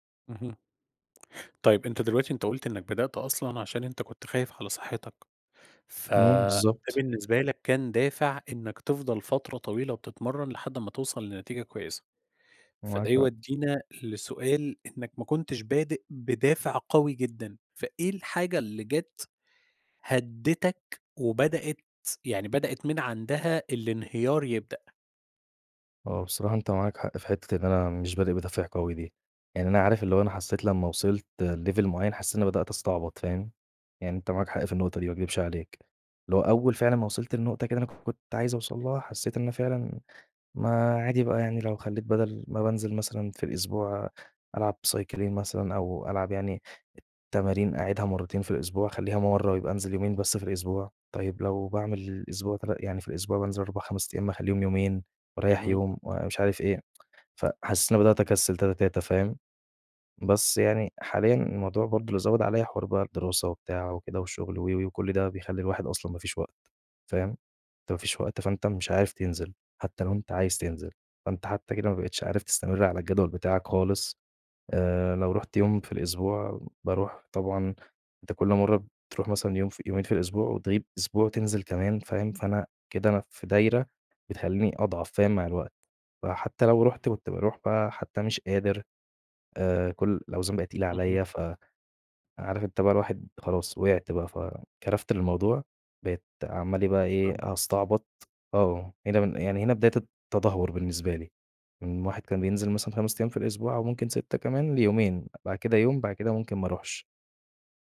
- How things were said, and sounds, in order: tapping; in English: "لLevel"; other background noise; in English: "سايكلين"; tsk
- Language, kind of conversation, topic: Arabic, advice, إزاي أقدر أستمر على جدول تمارين منتظم من غير ما أقطع؟